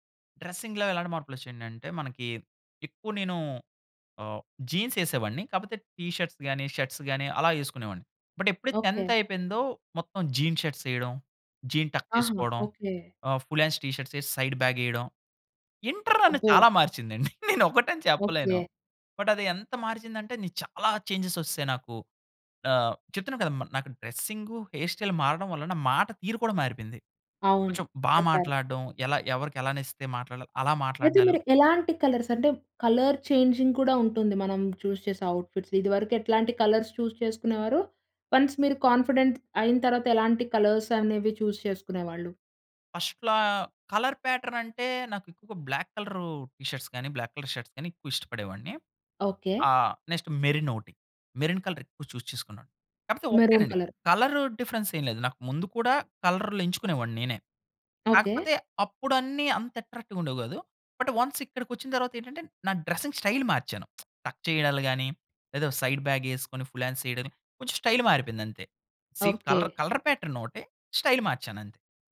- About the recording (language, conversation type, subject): Telugu, podcast, స్టైల్‌లో మార్పు చేసుకున్న తర్వాత మీ ఆత్మవిశ్వాసం పెరిగిన అనుభవాన్ని మీరు చెప్పగలరా?
- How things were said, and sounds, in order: in English: "డ్రెస్సింగ్‌లో"; in English: "జీన్స్"; in English: "టి షర్ట్స్"; in English: "షర్ట్స్"; in English: "బట్"; in English: "టెన్త్"; in English: "జీన్ షర్ట్స్"; in English: "జీన్"; in English: "ఫుల్ హాండ్స్ టి షర్ట్స్"; in English: "సైడ్"; laughing while speaking: "నేను ఒకటని"; in English: "బట్"; in English: "చేంజస్"; in English: "హెయిర్ స్టైల్"; in English: "కలర్స్?"; in English: "కలర్ చేంజింగ్"; in English: "చూస్"; in English: "అవుట్‌ఫిట్స్"; in English: "కలర్స్ చూస్"; in English: "వన్స్"; in English: "కాన్ఫిడెంట్"; in English: "కలర్స్"; in English: "ఫస్ట్‌లో, కలర్ ప్యాట్‌రన్"; in English: "బ్లాక్"; in English: "టి షర్ట్స్"; in English: "బ్లాక్ కలర్ షర్ట్స్"; in English: "నెక్స్ట్"; in English: "కలర్"; in English: "చూస్"; in English: "మెరూన్ కలర్"; in English: "డిఫరెన్స్"; in English: "అట్రాక్టివ్‌గా"; in English: "బట్, వన్స్"; in English: "డ్రెసింగ్ స్టైల్"; lip smack; in English: "టక్"; in English: "సైడ్ బ్యాగ్"; in English: "ఫుల్ హాండ్స్"; in English: "స్టైల్"; in English: "సేమ్"; in English: "స్టైల్"